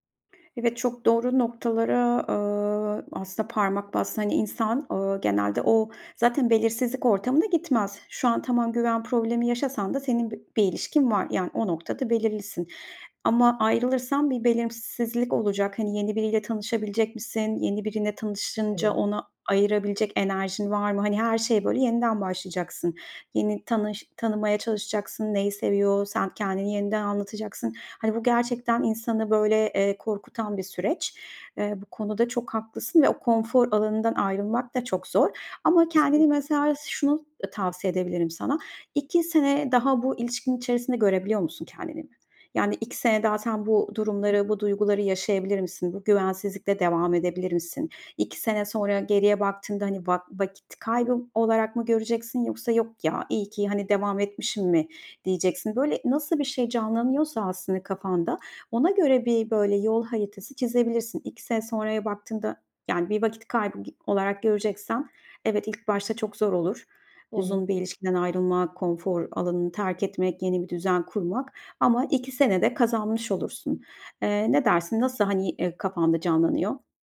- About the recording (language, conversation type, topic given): Turkish, advice, Aldatmanın ardından güveni neden yeniden inşa edemiyorum?
- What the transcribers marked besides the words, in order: tapping; "belirsizlik" said as "belimsizlik"